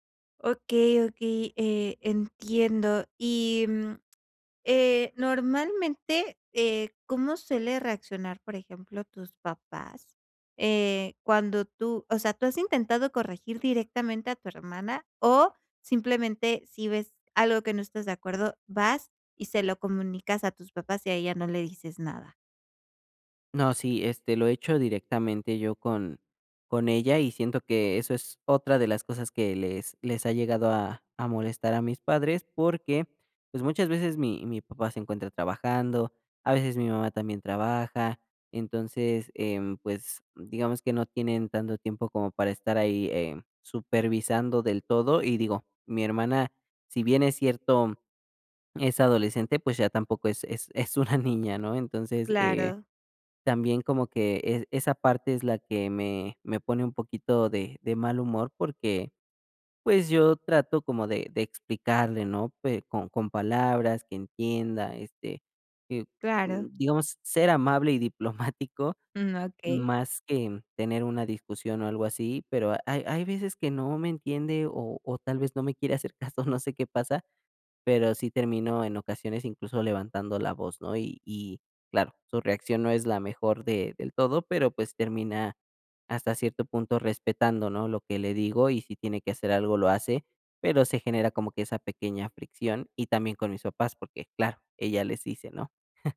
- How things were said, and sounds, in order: laughing while speaking: "es una niña"; laughing while speaking: "diplomático"; laughing while speaking: "caso"; chuckle
- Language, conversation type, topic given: Spanish, advice, ¿Cómo puedo comunicar mis decisiones de crianza a mi familia sin generar conflictos?